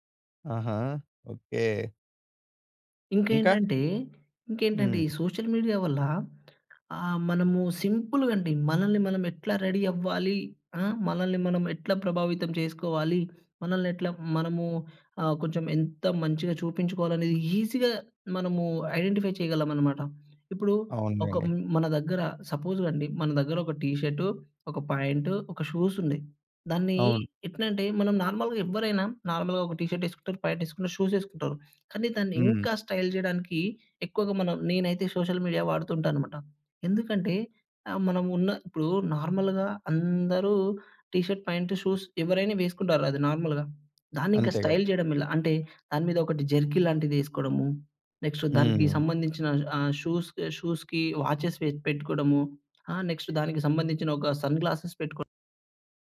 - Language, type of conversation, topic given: Telugu, podcast, సోషల్ మీడియా మీ లుక్‌పై ఎంత ప్రభావం చూపింది?
- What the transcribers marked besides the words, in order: tapping; in English: "సోషల్ మీడియా"; in English: "సింపుల్‌గ"; in English: "రెడీ"; in English: "ఈజీగా"; in English: "ఐడెంటిఫై"; in English: "సపోజ్"; other background noise; in English: "షూస్"; in English: "నార్మల్‍గా"; in English: "నార్మల్‌గా"; in English: "టీ షర్ట్"; in English: "ప్యాంట్"; in English: "షూస్"; in English: "స్టైల్"; in English: "సోషల్ మీడియా"; in English: "నార్మల్‍గా"; in English: "టీ షర్ట్, ప్యాంట్, షూస్"; in English: "నార్మల్‌గా"; in English: "స్టైల్"; in English: "షూస్, షూస్‍కి వాచెస్"; in English: "సన్‌గ్లాసెస్"